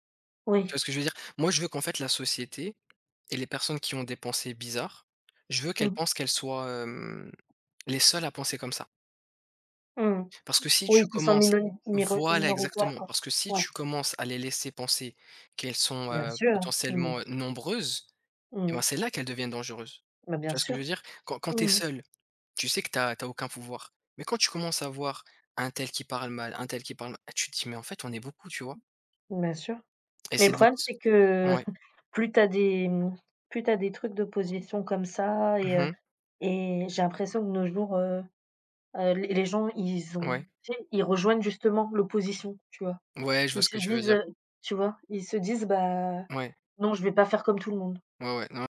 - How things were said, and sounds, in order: tapping; other background noise; chuckle
- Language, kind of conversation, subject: French, unstructured, Accepteriez-vous de vivre sans liberté d’expression pour garantir la sécurité ?